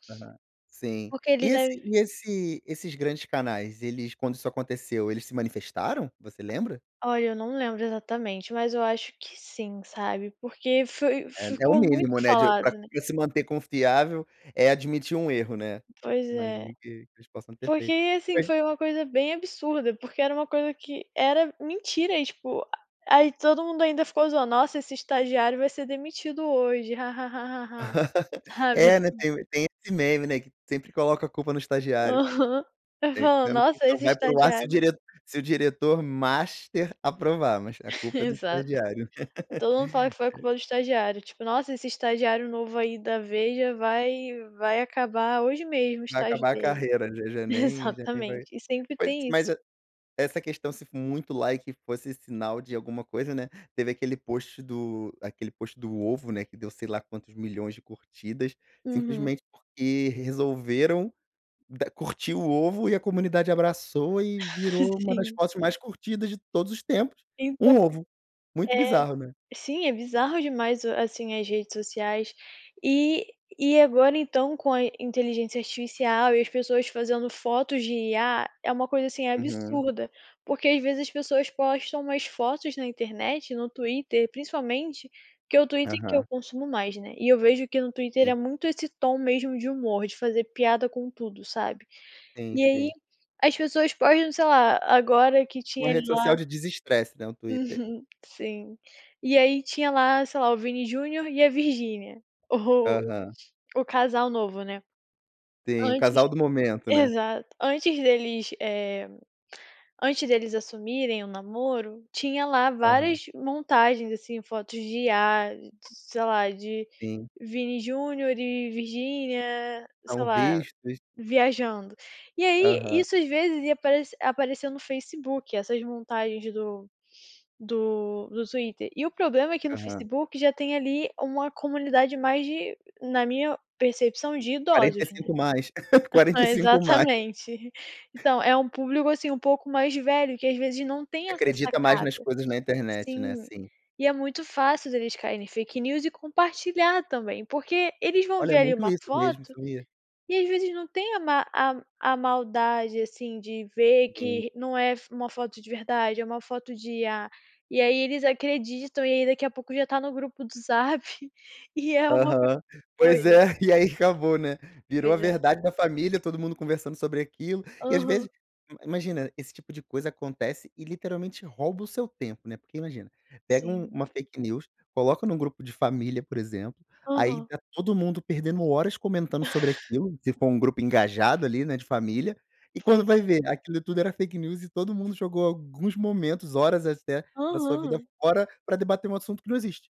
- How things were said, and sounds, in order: tapping; laugh; in English: "master"; chuckle; laugh; in English: "like"; in English: "post"; in English: "post"; other noise; chuckle; chuckle; chuckle; in English: "fake news"; chuckle; in English: "fake news"; chuckle; in English: "fake news"
- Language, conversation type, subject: Portuguese, podcast, Como filtrar conteúdo confiável em meio a tanta desinformação?